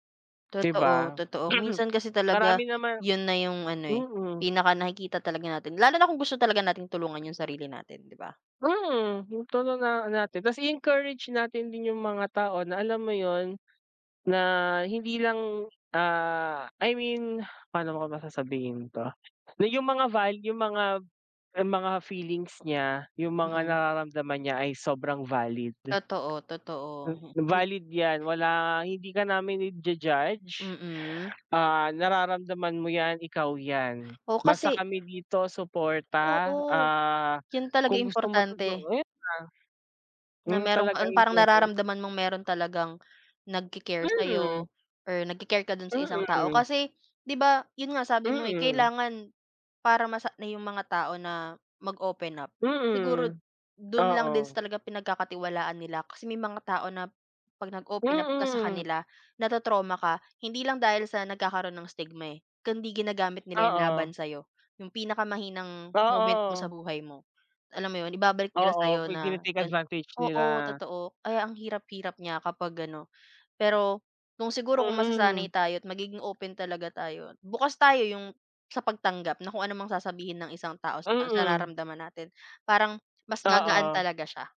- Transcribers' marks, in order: throat clearing; tapping; dog barking; other background noise
- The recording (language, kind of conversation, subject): Filipino, unstructured, Ano ang masasabi mo tungkol sa paghingi ng tulong para sa kalusugang pangkaisipan?
- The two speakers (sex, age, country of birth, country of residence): female, 25-29, Philippines, Philippines; male, 25-29, Philippines, Philippines